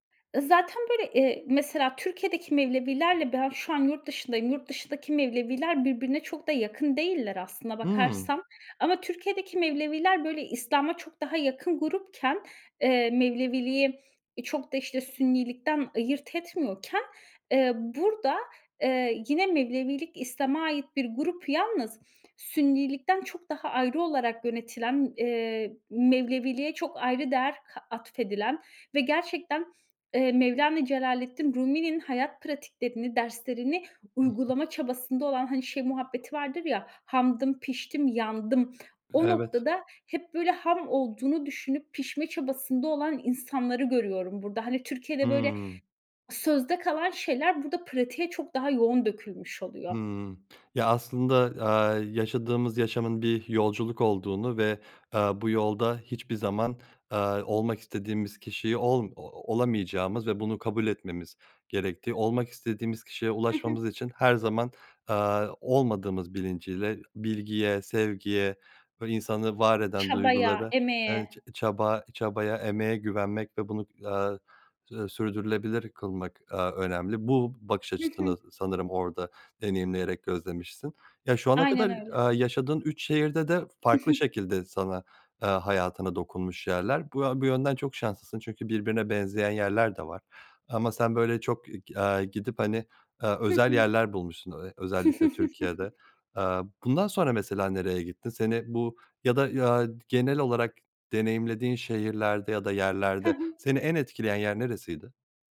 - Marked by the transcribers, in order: other background noise; tapping; chuckle; chuckle
- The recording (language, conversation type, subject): Turkish, podcast, Bir şehir seni hangi yönleriyle etkiler?